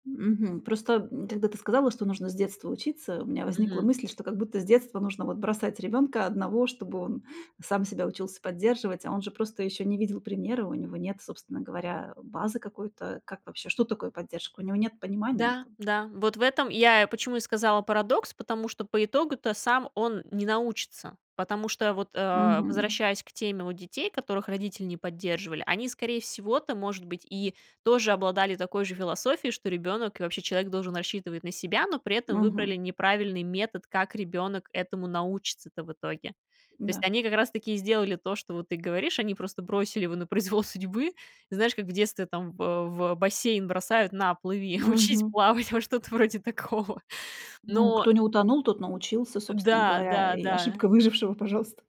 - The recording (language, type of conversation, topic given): Russian, podcast, Что ты посоветуешь делать, если рядом нет поддержки?
- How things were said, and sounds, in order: laughing while speaking: "на произвол"; laughing while speaking: "плыви, учись плавать - во, что-то вроде такого"; laughing while speaking: "ошибка выжившего, пожалуйста"